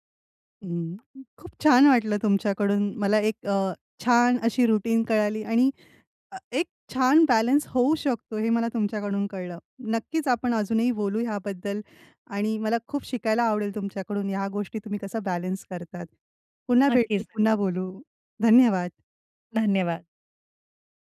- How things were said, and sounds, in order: tapping; in English: "रुटीन"; unintelligible speech; other noise
- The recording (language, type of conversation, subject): Marathi, podcast, सकाळी तुमची दिनचर्या कशी असते?